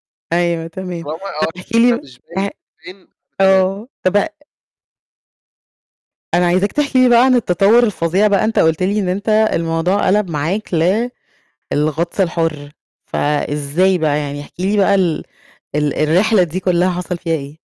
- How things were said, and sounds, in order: unintelligible speech; unintelligible speech
- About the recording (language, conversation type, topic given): Arabic, podcast, إيه هي هوايتك المفضلة؟